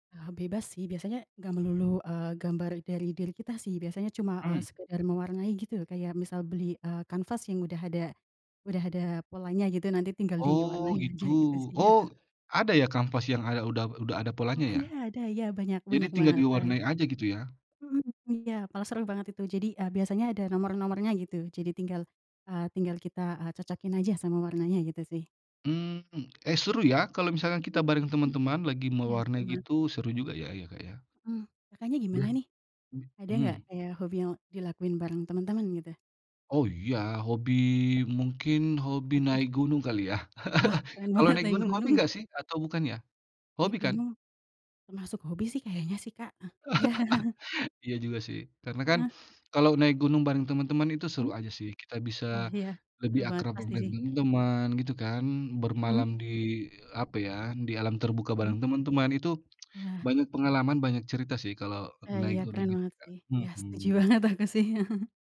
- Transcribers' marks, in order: other background noise; laughing while speaking: "ya"; unintelligible speech; unintelligible speech; tapping; chuckle; laughing while speaking: "banget"; laugh; chuckle; tongue click; chuckle
- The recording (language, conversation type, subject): Indonesian, unstructured, Apa hobi yang paling sering kamu lakukan bersama teman?